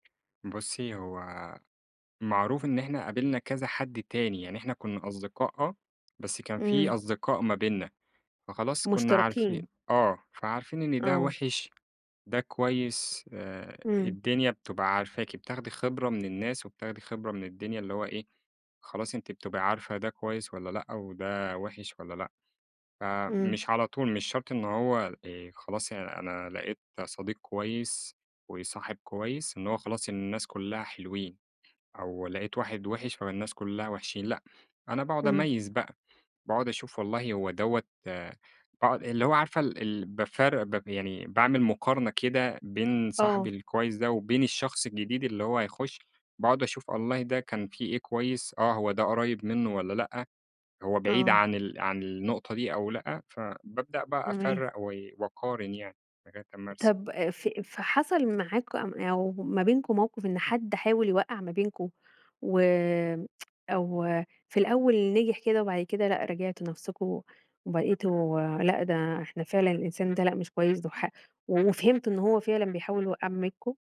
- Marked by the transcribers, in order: tapping
- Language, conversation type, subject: Arabic, podcast, احكيلي عن صداقة غيّرت نظرتك للناس إزاي؟